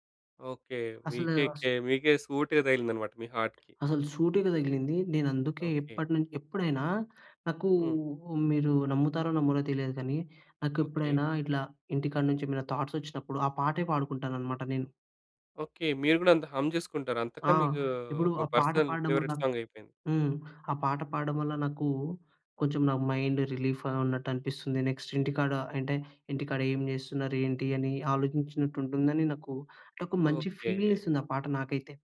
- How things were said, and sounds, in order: in English: "హార్ట్‌కి"; tapping; in English: "థాట్స్"; in English: "హం"; in English: "పర్సనల్ ఫేవరెట్"; in English: "మైండ్ రిలీఫ్‌గా"; in English: "నెక్స్ట్"; in English: "ఫీల్"; other background noise
- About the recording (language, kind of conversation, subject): Telugu, podcast, సంగీతం మీ బాధను తగ్గించడంలో ఎలా సహాయపడుతుంది?